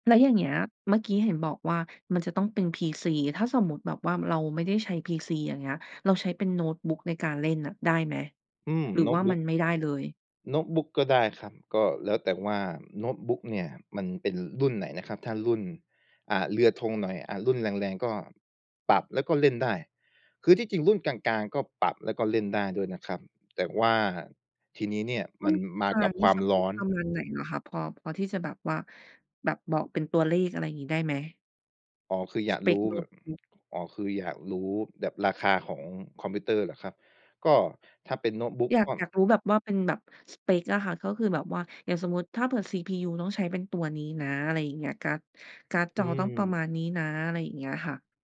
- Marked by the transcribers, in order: tapping; other background noise
- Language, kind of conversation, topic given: Thai, podcast, งานอดิเรกแบบไหนช่วยให้คุณผ่อนคลายที่สุด?